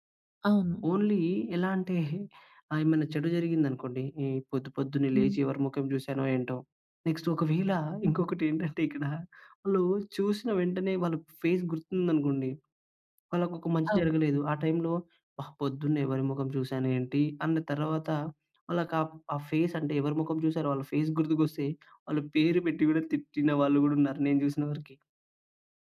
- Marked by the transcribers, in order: in English: "ఓన్లీ"; in English: "నెక్స్ట్"; in English: "ఫేస్"; in English: "ఫేస్"; in English: "ఫేస్"; tapping
- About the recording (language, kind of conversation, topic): Telugu, podcast, మీ కుటుంబం ఉదయం ఎలా సిద్ధమవుతుంది?